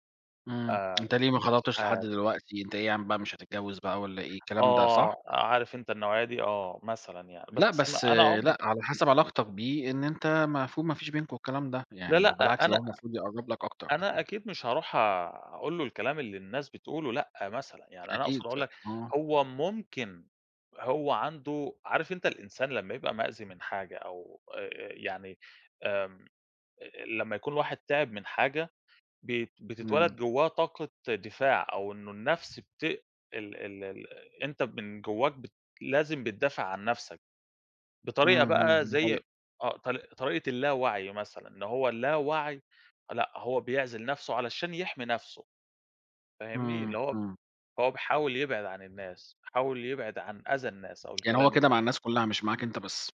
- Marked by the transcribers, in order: none
- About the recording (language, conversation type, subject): Arabic, unstructured, إيه دور أصحابك في دعم صحتك النفسية؟